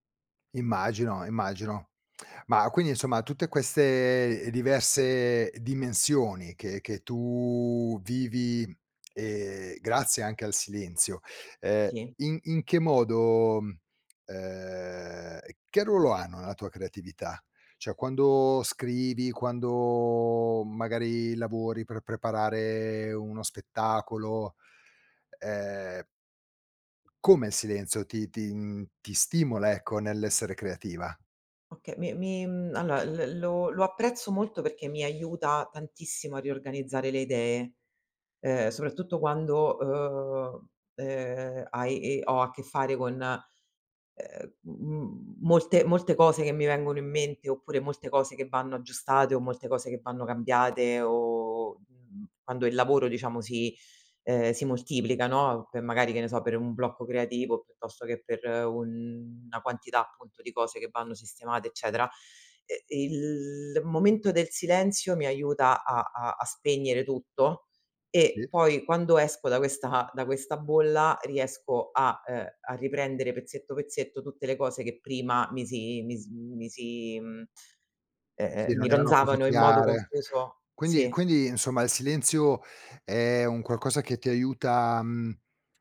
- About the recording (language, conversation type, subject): Italian, podcast, Che ruolo ha il silenzio nella tua creatività?
- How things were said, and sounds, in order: tongue click; tapping; other background noise; "allora" said as "alloa"